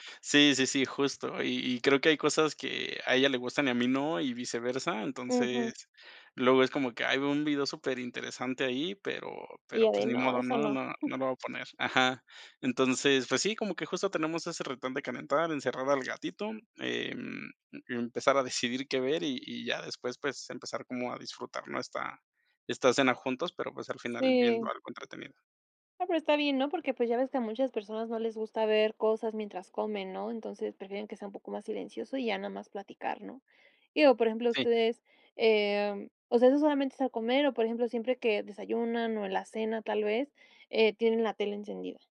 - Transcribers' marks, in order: chuckle
- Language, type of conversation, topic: Spanish, podcast, ¿Qué rituales siguen cuando se sientan a comer juntos?